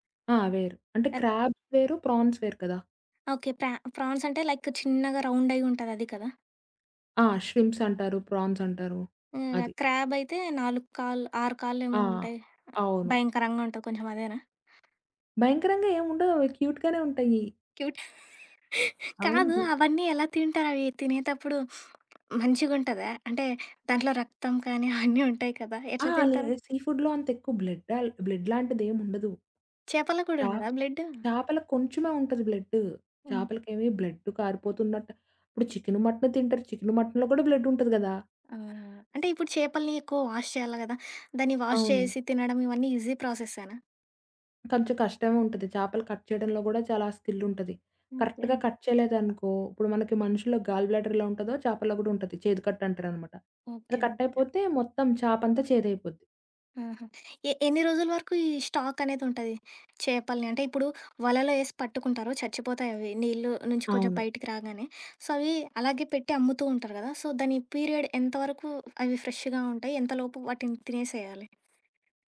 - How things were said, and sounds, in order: in English: "క్రాబ్స్"; in English: "ప్రాన్స్"; tapping; in English: "ప్రా ఫాన్స్"; in English: "లైక్"; in English: "రౌండ్"; in English: "ష్రింప్స్"; in English: "ప్రాన్స్"; in English: "క్రాబ్"; other background noise; in English: "క్యూట్‌గానే"; in English: "క్యూట్"; chuckle; sniff; chuckle; in English: "సీ ఫుడ్‌లో"; in English: "బ్లడ్"; in English: "బ్లడ్‌లాంటిదేం"; in English: "బ్లడ్"; in English: "బ్లెడ్"; in English: "వాష్"; in English: "వాష్"; in English: "ఈజీ"; in English: "కట్"; in English: "కరెక్ట్‌గా కట్"; in English: "గాల్ బ్లాడర్"; in English: "కట్"; in English: "కట్"; in English: "స్టాక్"; in English: "సో"; in English: "సో"; in English: "పీరియడ్"; in English: "ఫ్రెష్‌గా"
- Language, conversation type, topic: Telugu, podcast, మత్స్య ఉత్పత్తులను సుస్థిరంగా ఎంపిక చేయడానికి ఏమైనా సూచనలు ఉన్నాయా?